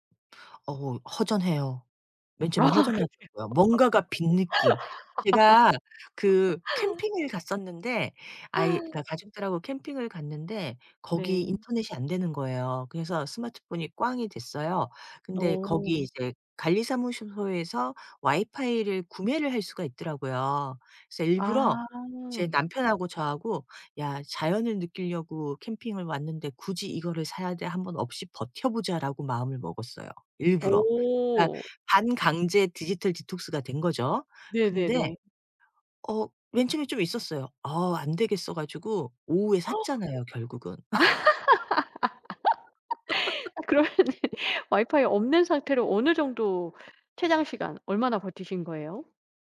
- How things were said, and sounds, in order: laughing while speaking: "아 그렇네요"; laugh; "관리사무소" said as "관리사무쇼소"; other background noise; gasp; laugh; laughing while speaking: "아 그러면은"; laugh
- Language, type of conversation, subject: Korean, podcast, 디지털 디톡스는 어떻게 시작하면 좋을까요?